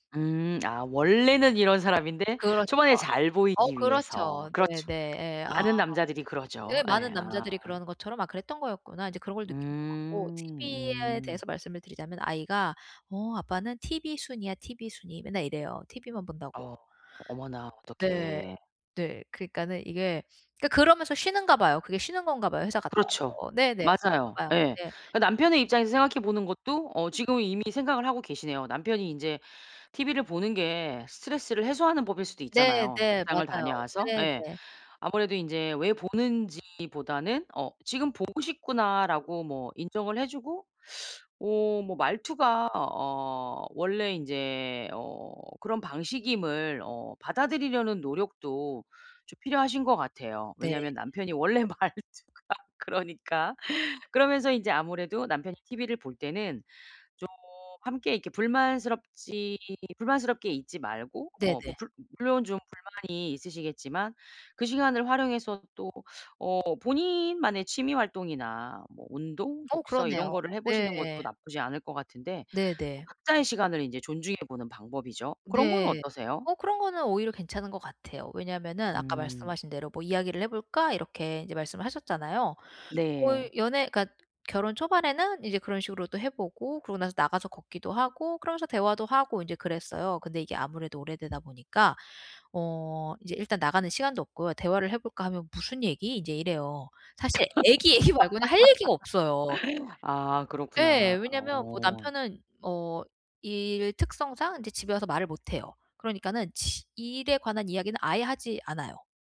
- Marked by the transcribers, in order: other background noise; tapping; laughing while speaking: "말투가 그러니까"; laugh; laughing while speaking: "얘기"
- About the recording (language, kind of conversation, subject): Korean, advice, 제가 가진 것들에 더 감사하는 태도를 기르려면 매일 무엇을 하면 좋을까요?